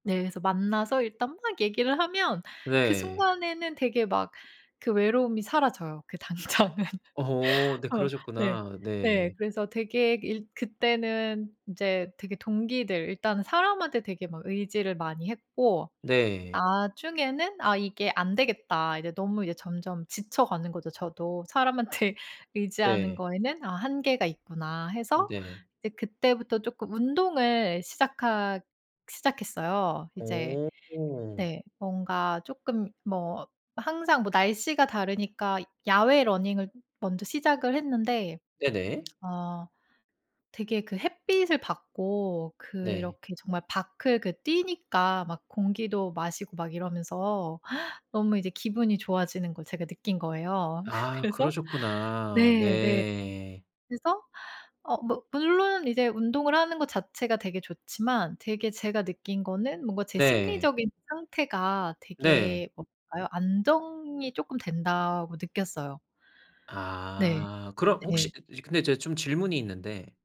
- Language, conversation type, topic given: Korean, podcast, 외로움을 줄이기 위해 지금 당장 할 수 있는 일은 무엇인가요?
- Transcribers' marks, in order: laughing while speaking: "당장은"; other background noise; laughing while speaking: "'사람한테"; tapping; laughing while speaking: "그래서"